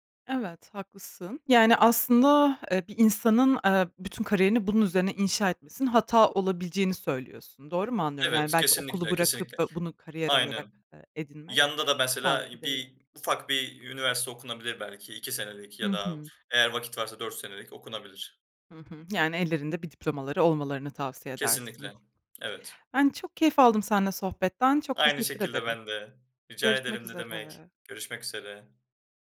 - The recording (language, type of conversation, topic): Turkish, podcast, İnternette hızlı ünlü olmanın artıları ve eksileri neler?
- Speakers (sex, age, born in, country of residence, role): female, 25-29, Turkey, Germany, host; male, 20-24, Turkey, Germany, guest
- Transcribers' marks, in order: none